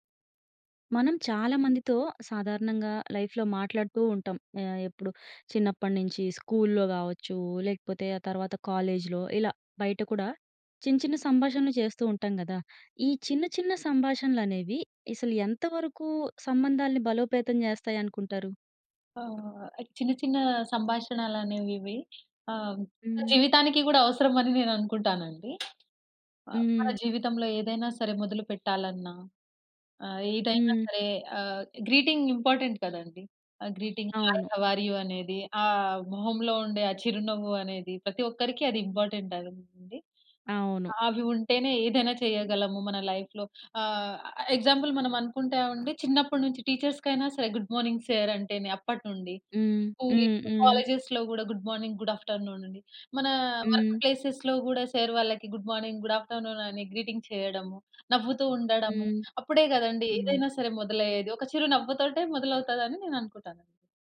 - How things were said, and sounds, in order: other noise; in English: "లైఫ్‌లో"; in English: "స్కూల్‌లో"; in English: "కాలేజ్‌లో"; tapping; in English: "గ్రీటింగ్ ఇంపార్టెంట్"; in English: "గ్రీటింగ్ హాయ్, హౌ ఆర్ యూ"; in English: "ఇంపార్టెంట్"; in English: "లైఫ్‌లో"; in English: "ఎగ్జాంపుల్"; in English: "గుడ్ మార్నింగ్ సార్"; in English: "స్కూల్, కాలేజెస్‌లో"; in English: "గుడ్ మార్నింగ్, గుడ్ ఆఫ్టర్ నూన్"; in English: "వర్క్ ప్లేసెస్‌లో"; in English: "సార్"; in English: "గుడ్ మార్నింగ్, గుడ్ ఆఫ్టర్ నూన్"; in English: "గ్రీటింగ్"
- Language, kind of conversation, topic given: Telugu, podcast, చిన్న చిన్న సంభాషణలు ఎంతవరకు సంబంధాలను బలోపేతం చేస్తాయి?